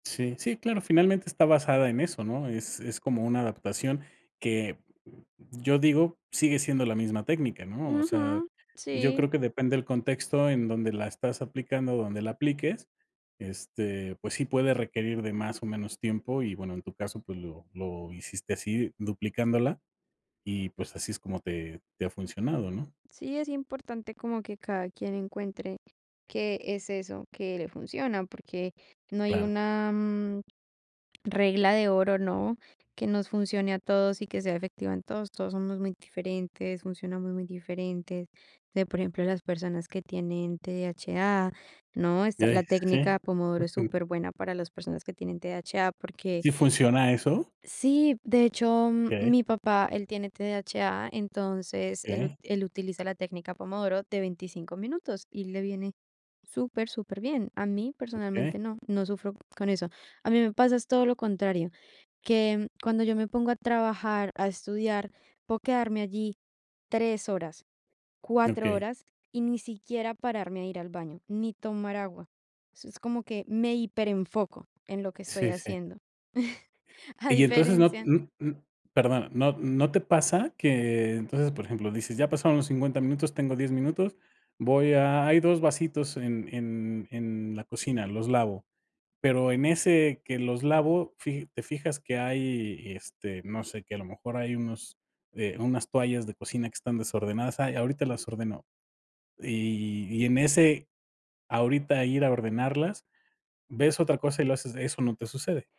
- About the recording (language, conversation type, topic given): Spanish, podcast, ¿Cómo manejas las distracciones cuando trabajas desde casa?
- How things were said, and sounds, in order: other noise; chuckle